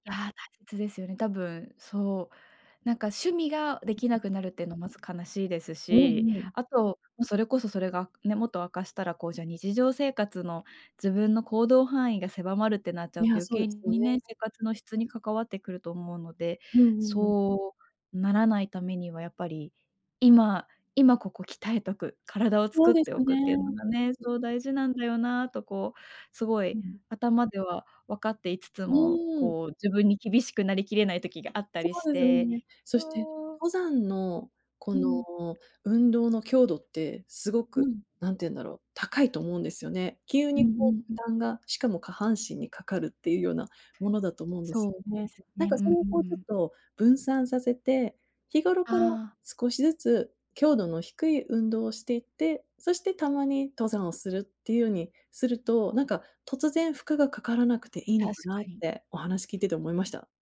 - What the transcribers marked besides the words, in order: distorted speech; tapping; static
- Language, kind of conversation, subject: Japanese, advice, 運動後の疲労や慢性的な痛みが続いていて不安ですが、どうすればよいですか？
- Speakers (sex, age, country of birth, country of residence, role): female, 30-34, Japan, Japan, user; female, 35-39, Japan, United States, advisor